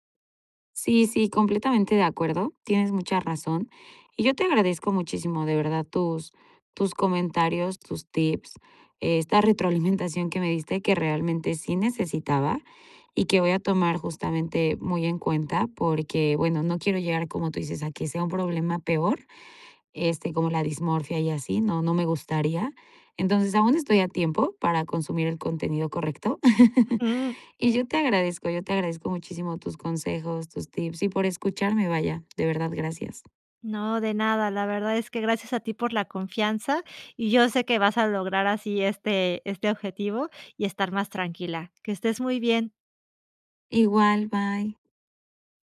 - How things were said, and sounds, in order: chuckle; other background noise
- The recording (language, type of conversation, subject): Spanish, advice, ¿Qué tan preocupado(a) te sientes por tu imagen corporal cuando te comparas con otras personas en redes sociales?